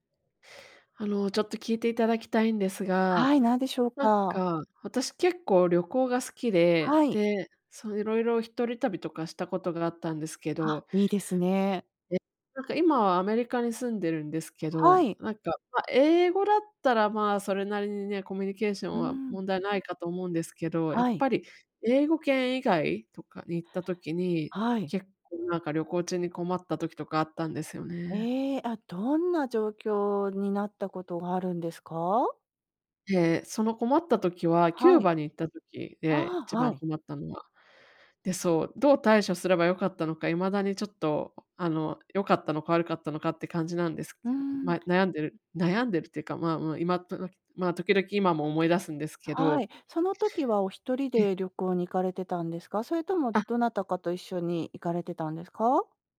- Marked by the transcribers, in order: none
- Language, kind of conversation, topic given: Japanese, advice, 旅行中に言葉や文化の壁にぶつかったとき、どう対処すればよいですか？